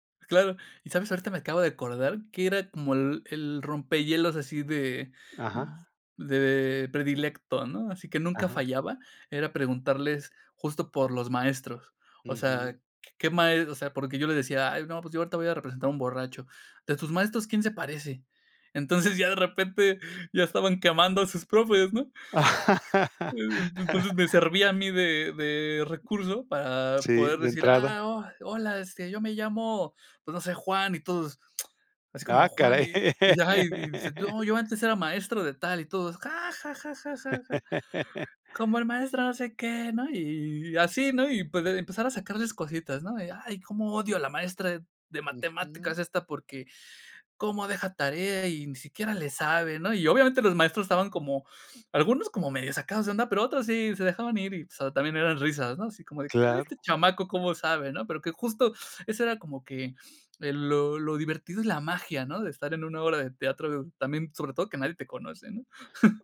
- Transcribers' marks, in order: laugh; other background noise; lip smack; laugh; laugh; chuckle
- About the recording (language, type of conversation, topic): Spanish, podcast, ¿Qué señales buscas para saber si tu audiencia está conectando?